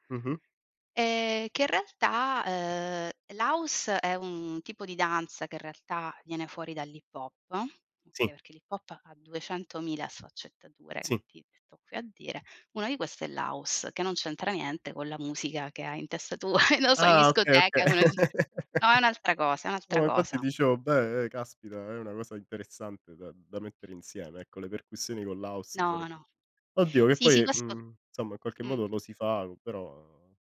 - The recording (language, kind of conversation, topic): Italian, unstructured, Quale sport ti fa sentire più energico?
- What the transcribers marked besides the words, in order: chuckle; laugh; unintelligible speech; "insomma" said as "nsomma"